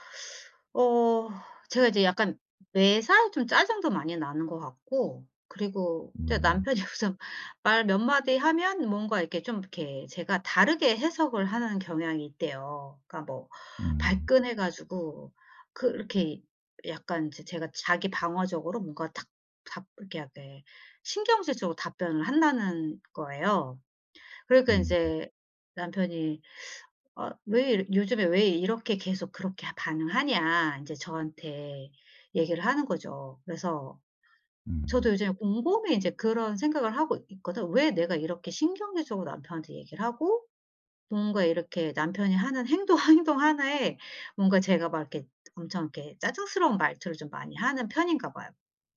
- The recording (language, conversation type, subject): Korean, advice, 감정을 더 잘 조절하고 상대에게 더 적절하게 반응하려면 어떻게 해야 할까요?
- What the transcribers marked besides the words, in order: laughing while speaking: "무슨"; other background noise; tapping